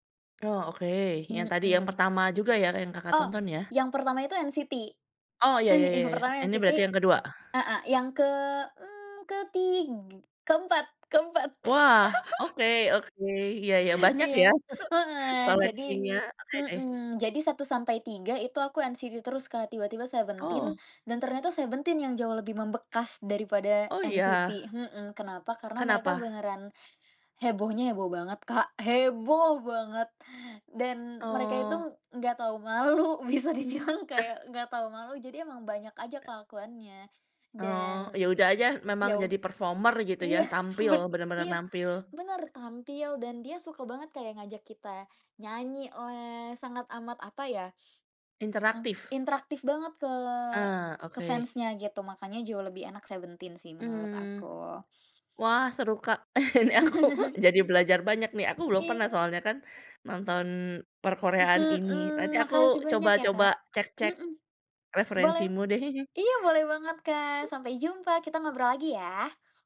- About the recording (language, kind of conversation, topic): Indonesian, podcast, Pernahkah kamu menonton konser sendirian, dan bagaimana rasanya?
- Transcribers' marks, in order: laugh; laugh; stressed: "heboh banget"; laughing while speaking: "malu, bisa dibilang kayak"; other background noise; in English: "performer"; laughing while speaking: "iya, ben"; in English: "fans-nya"; laugh; laughing while speaking: "ini aku"; laugh